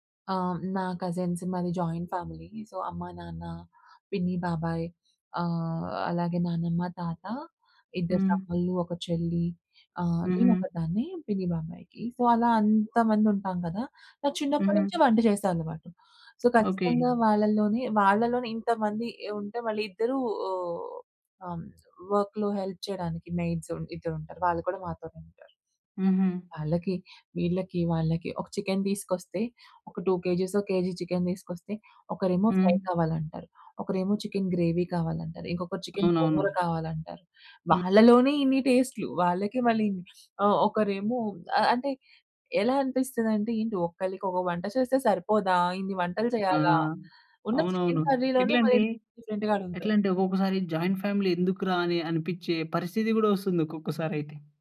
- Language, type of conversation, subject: Telugu, podcast, పికీగా తినేవారికి భోజనాన్ని ఎలా సరిపోయేలా మార్చాలి?
- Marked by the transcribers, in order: in English: "కజిన్స్"; in English: "జాయింట్ ఫ్యామిలీ సో"; in English: "సో"; in English: "సో"; other background noise; in English: "వర్క్‌లో హెల్ప్"; in English: "మెయిడ్స్"; in English: "టూ"; in English: "ఫ్రై"; in English: "గ్రేవీ"; other noise; in English: "చికెన్ కర్రీలోనే"; in English: "డిఫరెంట్ డిఫరెంట్‌గా"; in English: "జాయింట్ ఫ్యామిలీ"